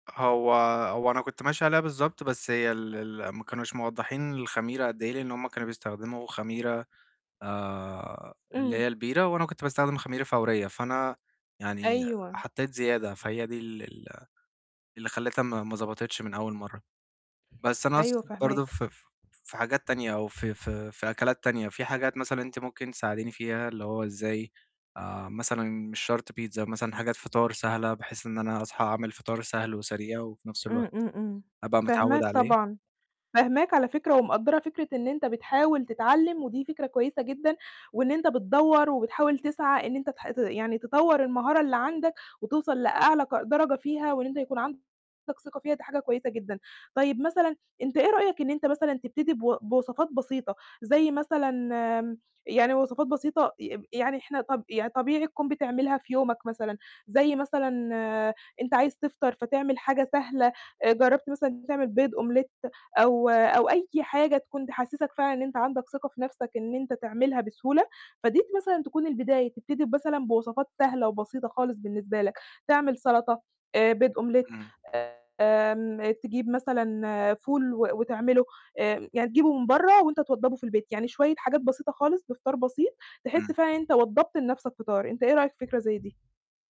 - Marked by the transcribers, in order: distorted speech; other background noise; in French: "omelette"; in French: "omelette"
- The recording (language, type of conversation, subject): Arabic, advice, إزاي أبني ثقتي بنفسي وأنا بطبخ في البيت؟